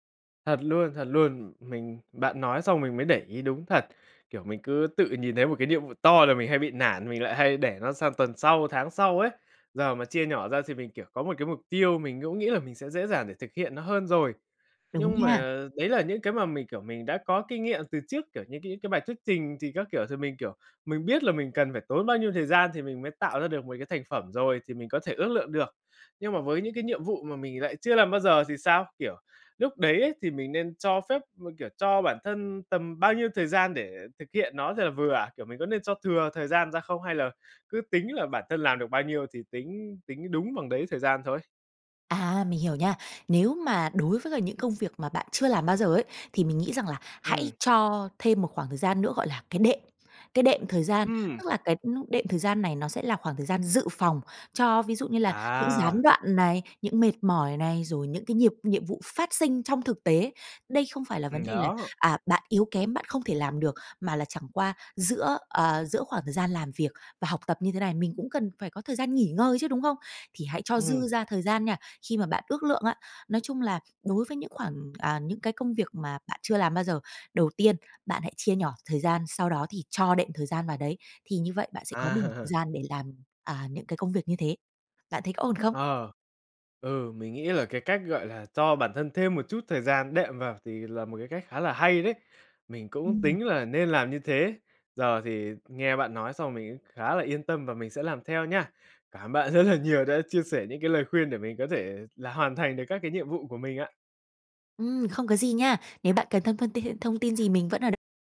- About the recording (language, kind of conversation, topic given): Vietnamese, advice, Làm thế nào để ước lượng chính xác thời gian hoàn thành các nhiệm vụ bạn thường xuyên làm?
- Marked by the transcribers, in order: tapping; laughing while speaking: "À"; laughing while speaking: "rất là nhiều"